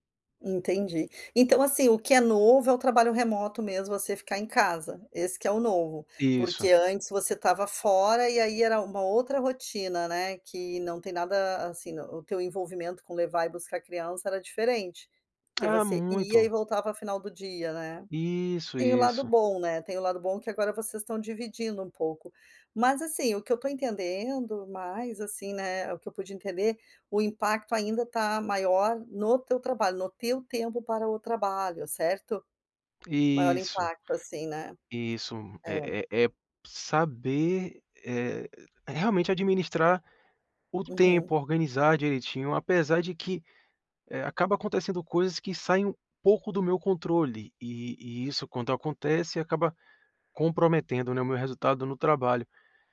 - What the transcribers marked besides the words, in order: tapping
- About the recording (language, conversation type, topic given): Portuguese, advice, Quais grandes mudanças na sua rotina de trabalho, como o trabalho remoto ou uma reestruturação, você tem vivenciado?